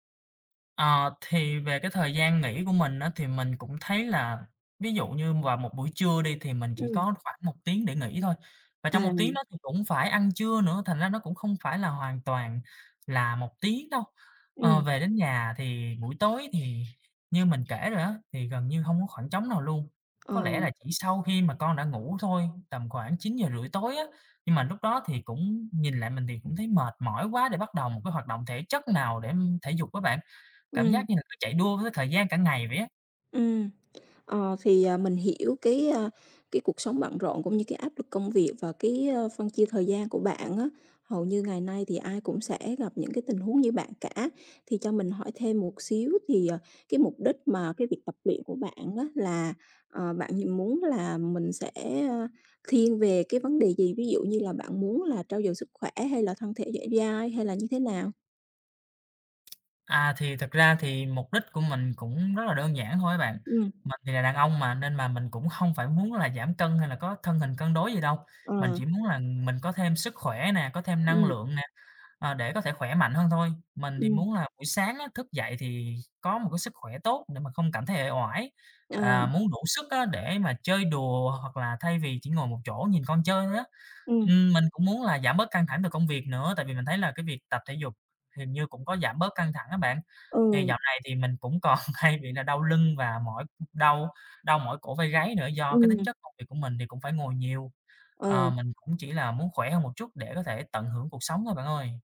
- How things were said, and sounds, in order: other background noise; tapping; laughing while speaking: "còn"; other noise
- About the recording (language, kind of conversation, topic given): Vietnamese, advice, Làm sao để sắp xếp thời gian tập luyện khi bận công việc và gia đình?